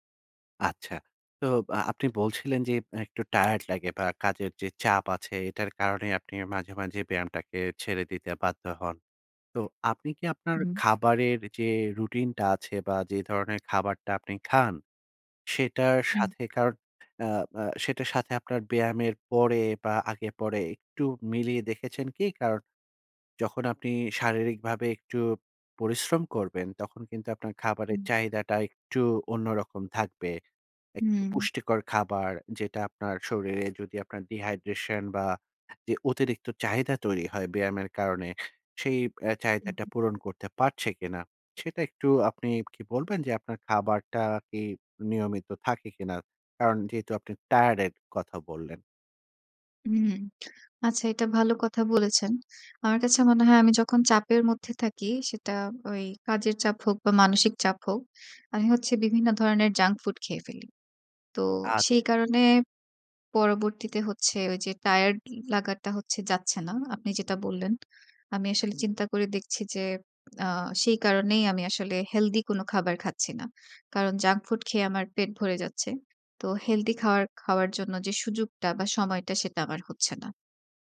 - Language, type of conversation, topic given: Bengali, advice, ব্যায়াম মিস করলে কি আপনার অপরাধবোধ বা লজ্জা অনুভূত হয়?
- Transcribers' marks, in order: tapping; in English: "dehydration"; in English: "junk"; in English: "junk"